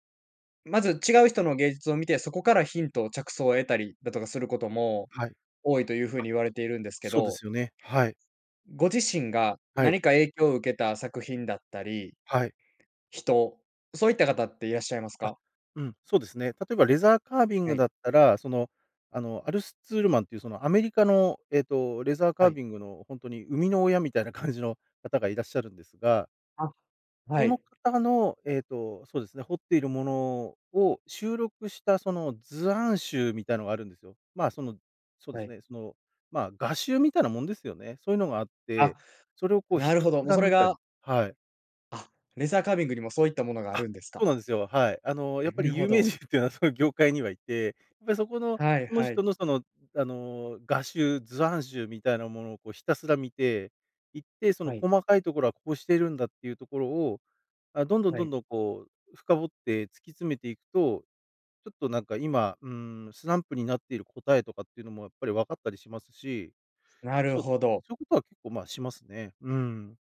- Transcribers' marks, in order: laughing while speaking: "有名人っていうのは"
- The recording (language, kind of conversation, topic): Japanese, podcast, 創作のアイデアは普段どこから湧いてくる？